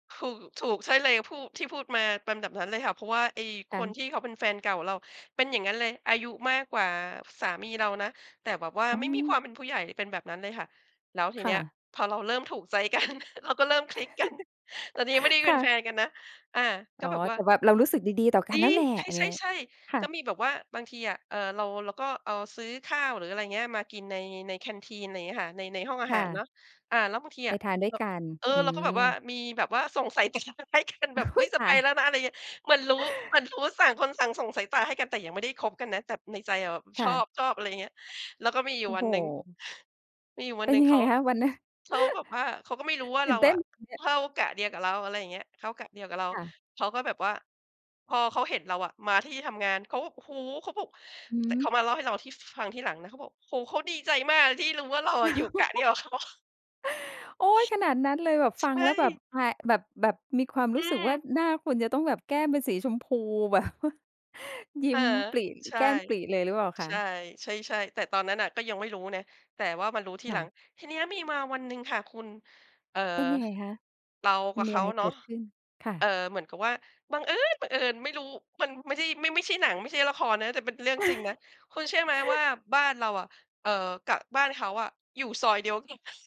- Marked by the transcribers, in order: laughing while speaking: "กัน"; chuckle; in English: "แคนทีน"; laughing while speaking: "ตาให้กันแบบ"; laughing while speaking: "อุ๊ย"; "ต่าง" said as "ส่าง"; "ต่าง" said as "ส่าง"; chuckle; chuckle; laughing while speaking: "เขา"; laughing while speaking: "แบบ"; stressed: "บังเอิญ"; chuckle
- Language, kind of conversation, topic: Thai, podcast, ประสบการณ์ชีวิตแต่งงานของคุณเป็นอย่างไร เล่าให้ฟังได้ไหม?